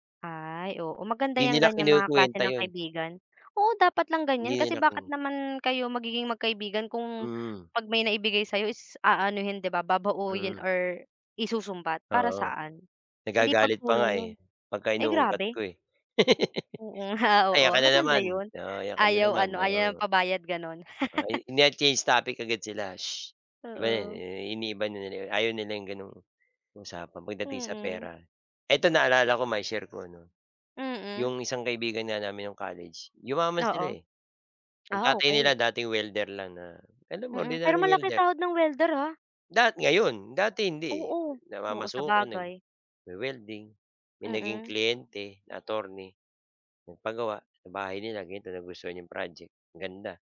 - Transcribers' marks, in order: laugh; chuckle; laugh
- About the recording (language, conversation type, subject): Filipino, unstructured, Paano mo ipinapakita ang pasasalamat mo sa mga taong tumutulong sa iyo?